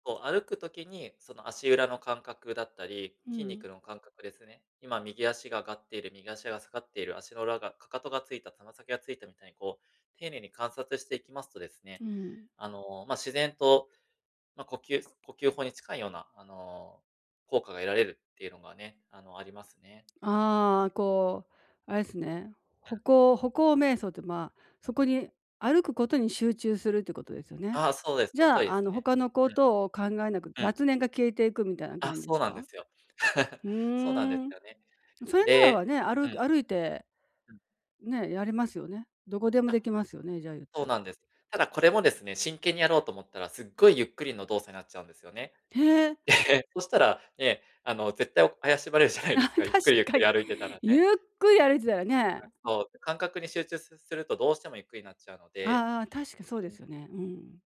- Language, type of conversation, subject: Japanese, advice, 呼吸で感情を整える方法
- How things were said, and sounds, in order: other background noise; tapping; laugh; laughing while speaking: "で"; laughing while speaking: "じゃないですか"; laughing while speaking: "あ、確かに"